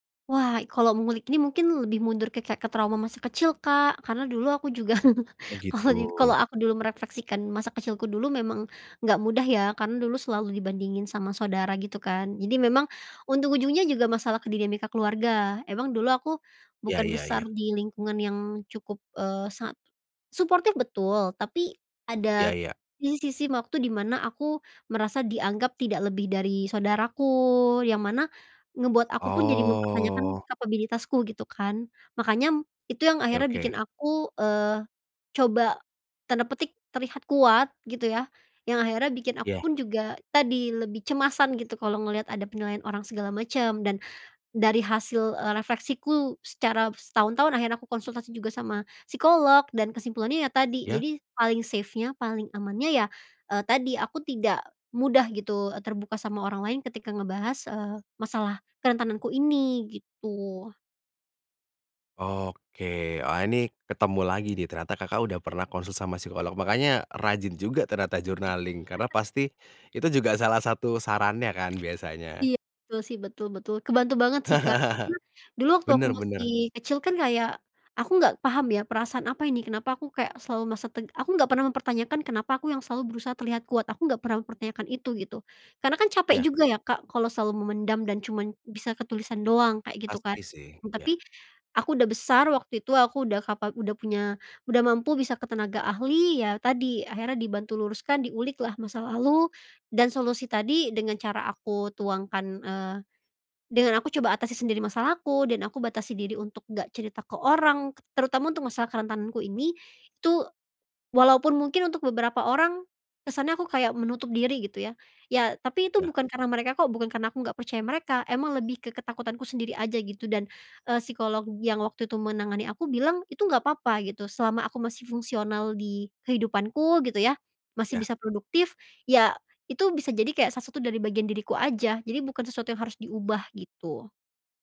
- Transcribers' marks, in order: chuckle; "waktu" said as "maktu"; "makanya" said as "makanyam"; bird; in English: "safe-nya"; in English: "journaling"; chuckle; laugh
- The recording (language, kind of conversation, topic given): Indonesian, podcast, Bagaimana kamu biasanya menandai batas ruang pribadi?